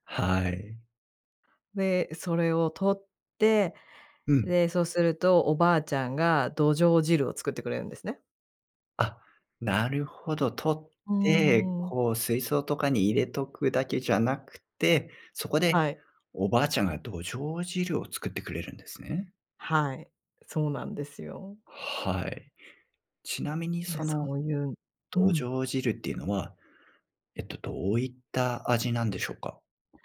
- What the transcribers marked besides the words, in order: none
- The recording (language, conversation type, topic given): Japanese, podcast, 子どもの頃の一番の思い出は何ですか？